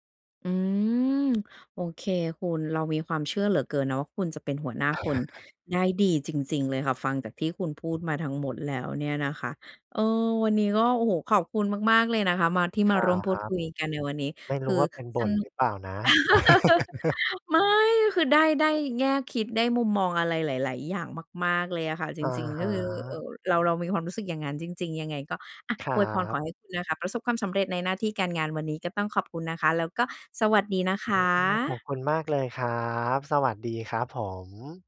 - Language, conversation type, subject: Thai, podcast, หัวหน้าที่ดีในมุมมองของคุณควรมีลักษณะอย่างไร?
- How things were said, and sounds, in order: chuckle; chuckle